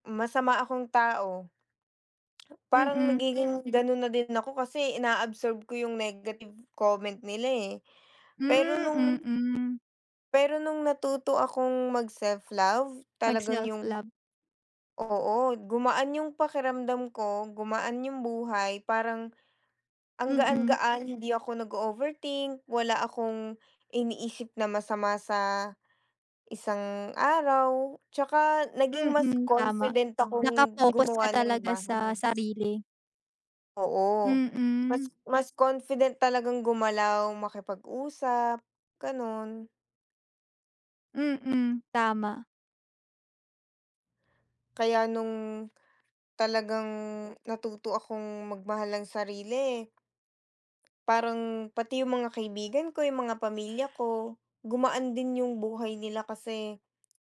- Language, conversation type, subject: Filipino, unstructured, Paano mo ipinapakita ang pagmamahal sa sarili araw-araw?
- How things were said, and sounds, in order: none